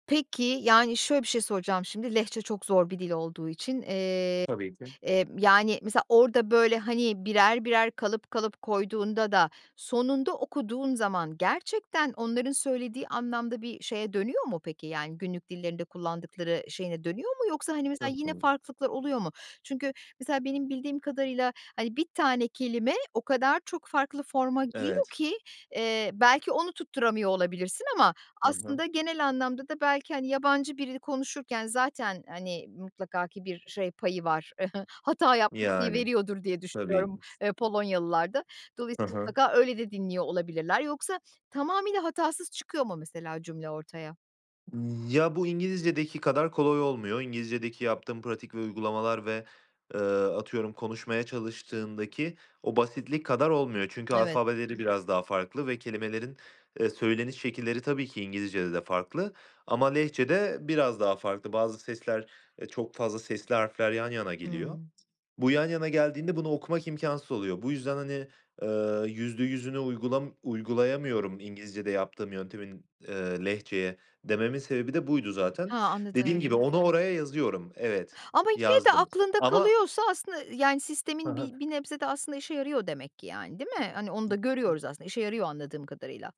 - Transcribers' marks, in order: other background noise; giggle; tapping; unintelligible speech
- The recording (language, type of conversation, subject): Turkish, podcast, Öğrenme alışkanlıklarını nasıl oluşturup sürdürüyorsun?